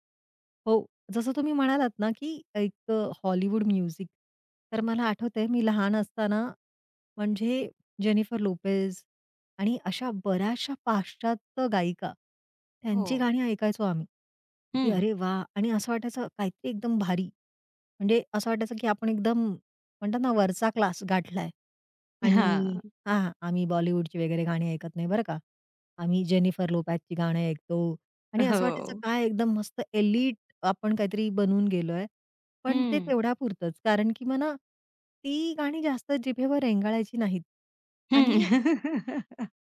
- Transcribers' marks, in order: in English: "म्युझिक"; in English: "एलीट"; laugh
- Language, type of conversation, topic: Marathi, podcast, चित्रपट आणि टीव्हीच्या संगीतामुळे तुझ्या संगीत-आवडीत काय बदल झाला?